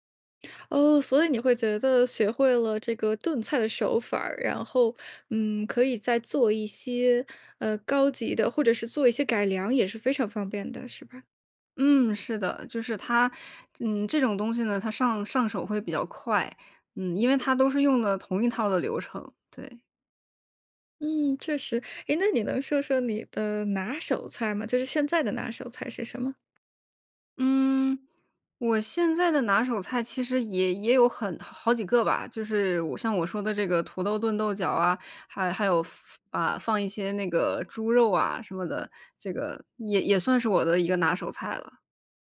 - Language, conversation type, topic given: Chinese, podcast, 你能讲讲你最拿手的菜是什么，以及你是怎么做的吗？
- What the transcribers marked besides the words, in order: none